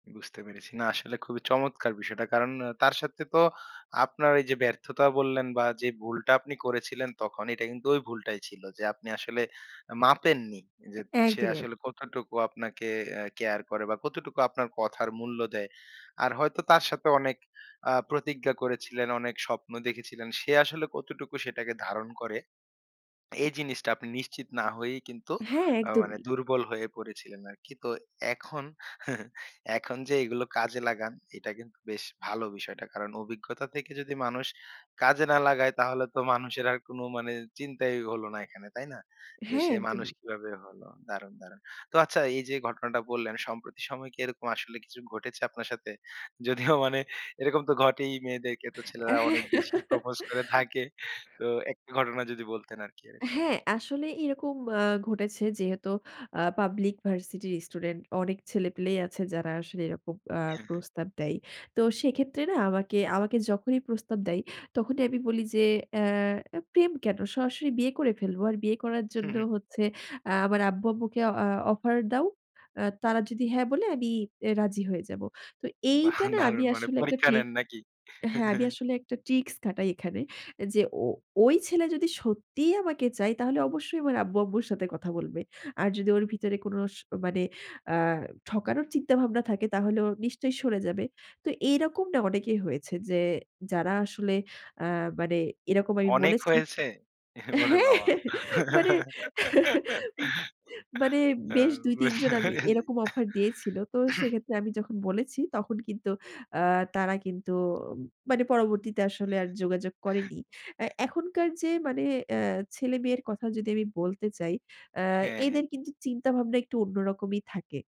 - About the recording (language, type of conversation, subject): Bengali, podcast, কোন অভিজ্ঞতা তোমাকে বদলে দিয়েছে?
- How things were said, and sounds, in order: chuckle; laughing while speaking: "যদিও"; laughing while speaking: "অ্যাঁ হ্যাঁ"; in English: "propose"; chuckle; chuckle; chuckle; laughing while speaking: "হ্যাঁ"; chuckle; laugh; laughing while speaking: "ও! বুঝতে পেরেছি"; cough; throat clearing